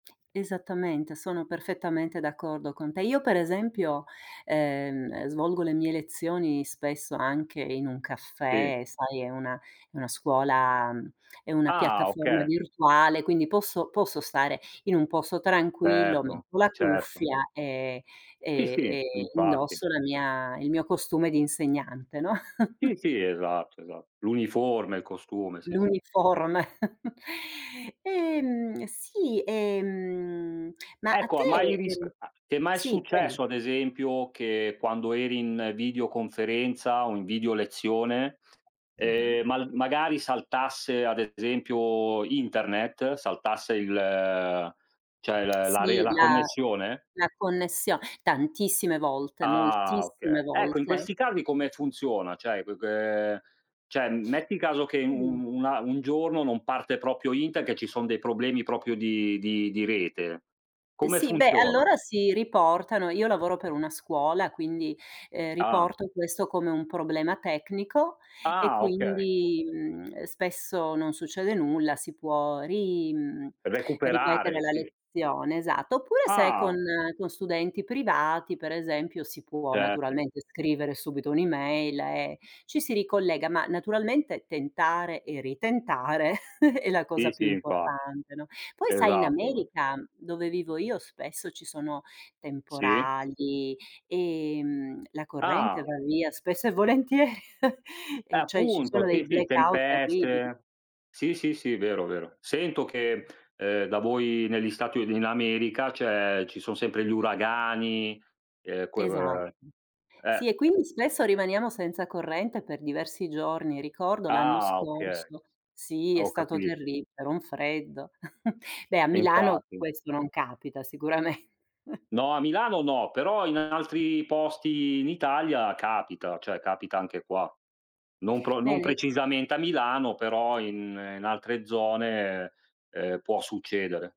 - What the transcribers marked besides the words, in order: chuckle; chuckle; other background noise; "Cioè" said as "ceh"; "cioè" said as "ceh"; chuckle; chuckle; laughing while speaking: "volentieri"; chuckle; "cioè" said as "ceh"; chuckle; laughing while speaking: "sicuramen"; chuckle
- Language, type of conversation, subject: Italian, unstructured, Qual è la tua opinione sul lavoro da remoto dopo la pandemia?